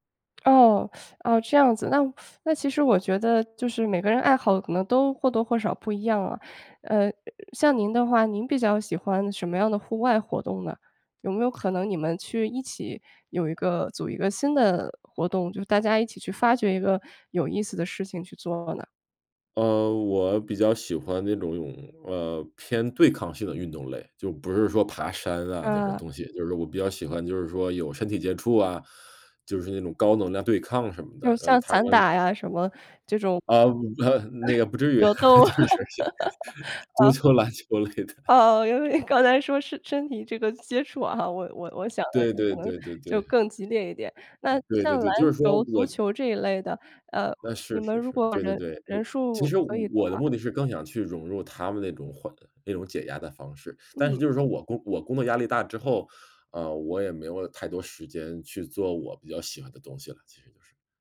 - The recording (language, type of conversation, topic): Chinese, advice, 我发现自己会情绪化进食，应该如何应对？
- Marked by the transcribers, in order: tsk; teeth sucking; other background noise; chuckle; laughing while speaking: "格斗啊，嗯"; laughing while speaking: "不至于，就是 足球篮球类的"; unintelligible speech; laughing while speaking: "呃，因为刚才说是身体这个接触啊哈"; tapping